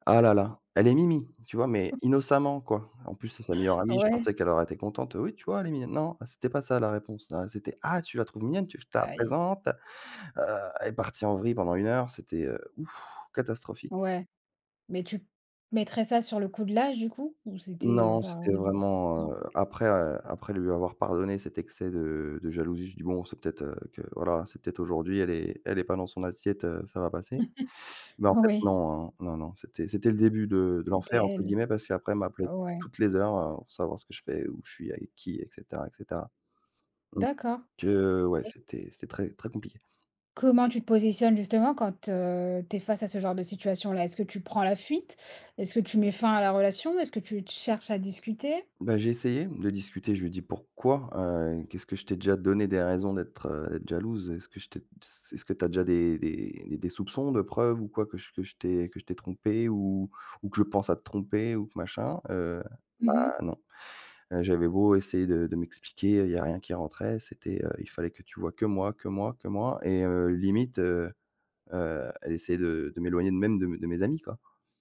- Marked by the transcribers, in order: chuckle; chuckle; other background noise
- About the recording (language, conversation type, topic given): French, unstructured, Que penses-tu des relations où l’un des deux est trop jaloux ?